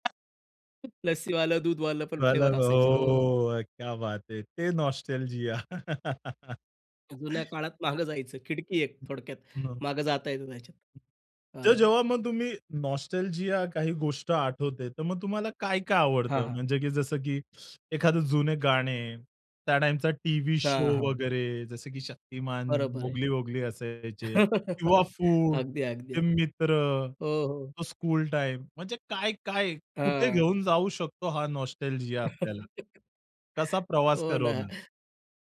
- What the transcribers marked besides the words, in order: tapping; other noise; unintelligible speech; drawn out: "हो"; in Hindi: "क्या बात है!"; in English: "नॉस्टॅल्जिया"; laugh; in English: "नॉस्टॅल्जिया"; in English: "शो"; laugh; other background noise; in English: "स्कूल"; in English: "नॉस्टॅल्जिया"; laugh
- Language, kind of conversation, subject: Marathi, podcast, जुन्या आठवणींवर आधारित मजकूर लोकांना इतका आकर्षित का करतो, असे तुम्हाला का वाटते?